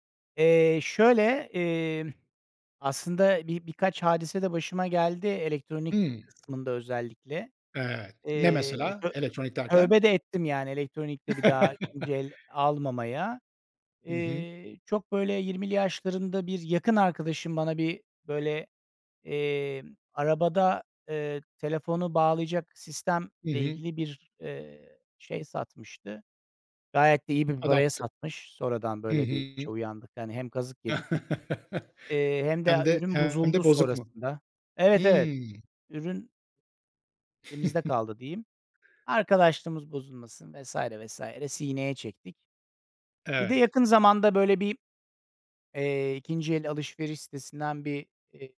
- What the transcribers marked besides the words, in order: tapping; other background noise; laugh; laugh; giggle
- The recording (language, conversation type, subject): Turkish, podcast, Vintage mi yoksa ikinci el alışveriş mi tercih edersin, neden?